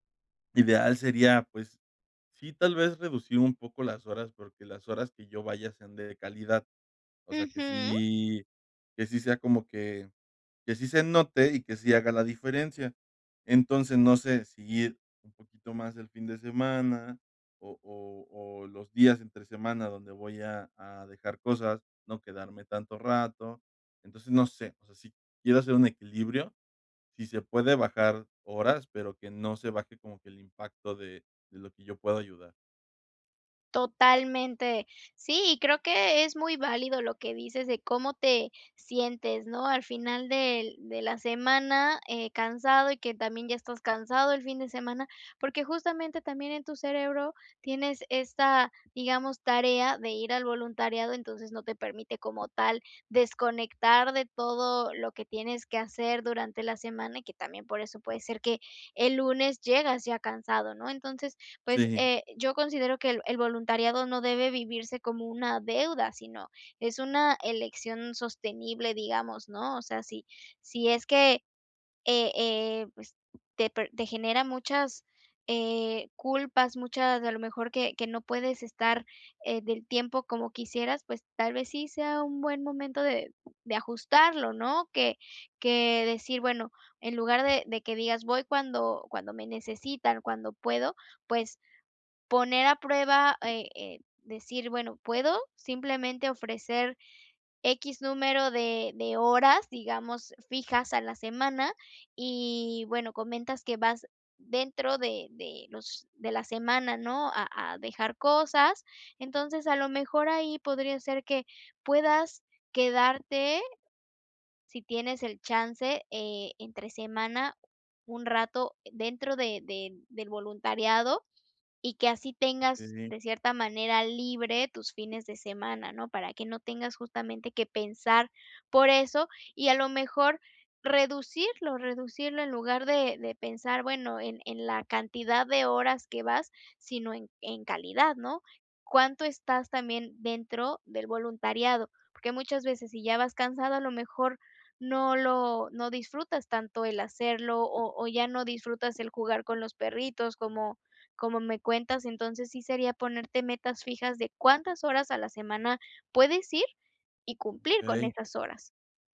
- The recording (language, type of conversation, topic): Spanish, advice, ¿Cómo puedo equilibrar el voluntariado con mi trabajo y mi vida personal?
- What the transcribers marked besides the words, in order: tapping